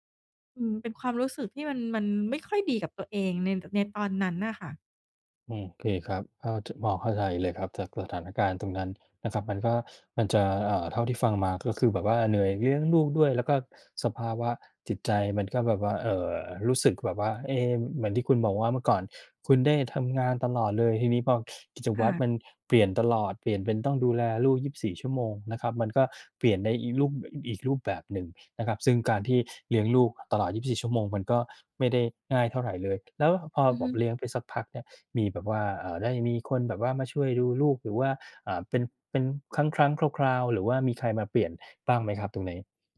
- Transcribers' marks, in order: none
- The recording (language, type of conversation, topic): Thai, advice, คุณรู้สึกเหมือนสูญเสียความเป็นตัวเองหลังมีลูกหรือแต่งงานไหม?